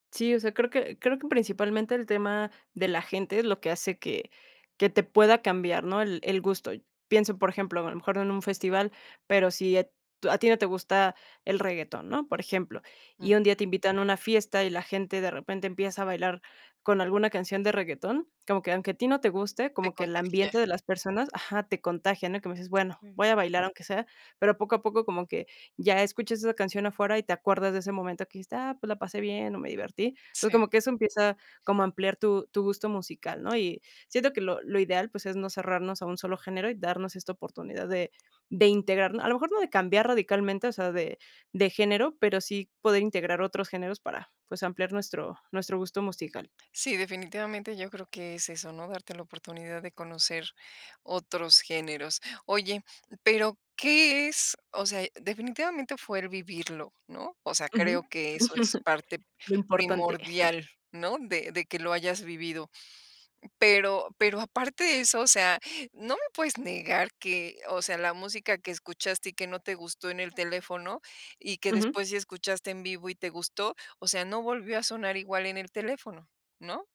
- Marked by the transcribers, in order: chuckle; chuckle
- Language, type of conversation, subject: Spanish, podcast, ¿Un concierto ha cambiado tu gusto musical?